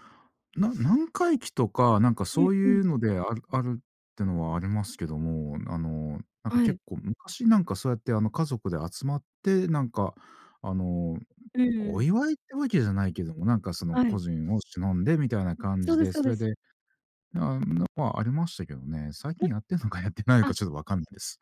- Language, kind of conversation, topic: Japanese, podcast, あなたのルーツに今も残っている食文化はどのようなものですか？
- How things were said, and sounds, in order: unintelligible speech; other background noise